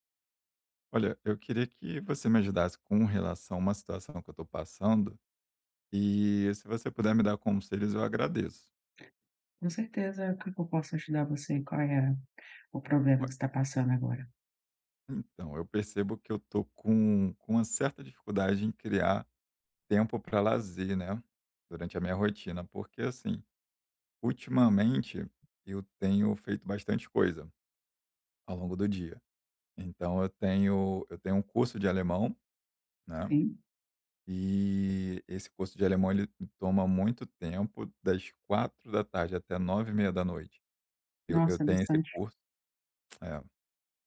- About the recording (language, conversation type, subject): Portuguese, advice, Como posso criar uma rotina de lazer de que eu goste?
- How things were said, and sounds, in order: other background noise; tapping; tongue click